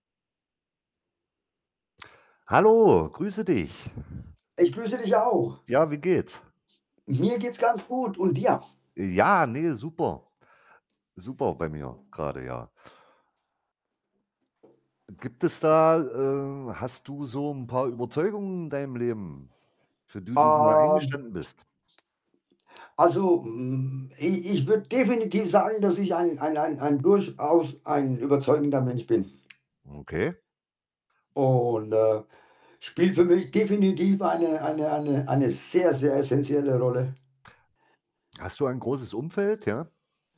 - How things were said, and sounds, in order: tapping; wind; other background noise; static; distorted speech; stressed: "sehr"
- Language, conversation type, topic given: German, unstructured, Wann ist es wichtig, für deine Überzeugungen zu kämpfen?